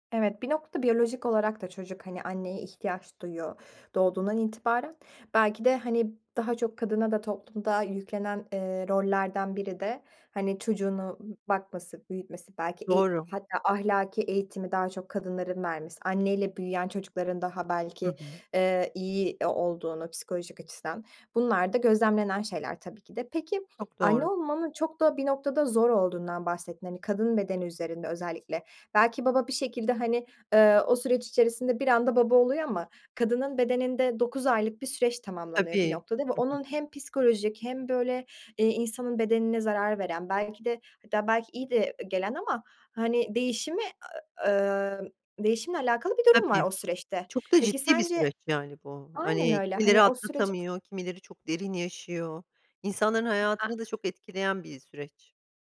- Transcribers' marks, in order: other noise
- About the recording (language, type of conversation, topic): Turkish, podcast, Çocuk sahibi olmaya karar verirken hangi konuları konuşmak gerekir?